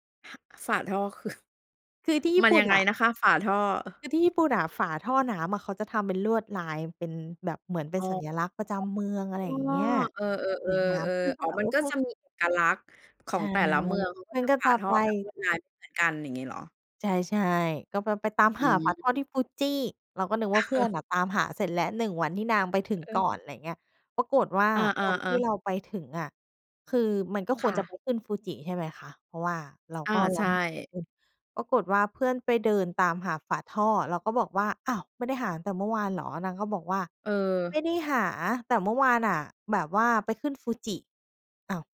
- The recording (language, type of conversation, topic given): Thai, podcast, มีเหตุการณ์ไหนที่เพื่อนร่วมเดินทางทำให้การเดินทางลำบากบ้างไหม?
- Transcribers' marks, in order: laughing while speaking: "คือ"; chuckle